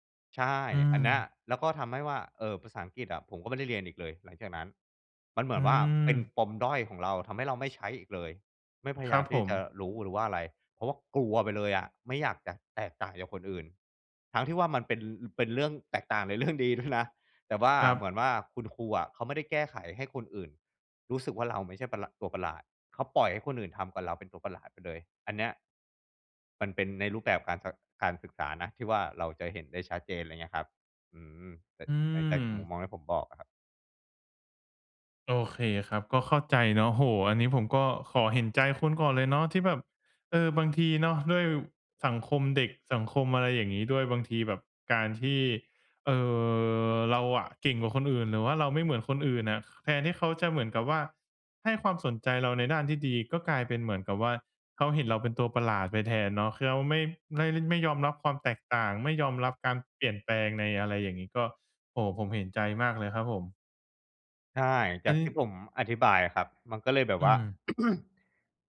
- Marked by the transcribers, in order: other background noise; laughing while speaking: "เรื่อง"; other noise; throat clearing
- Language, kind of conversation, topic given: Thai, podcast, เล่าถึงความไม่เท่าเทียมทางการศึกษาที่คุณเคยพบเห็นมาได้ไหม?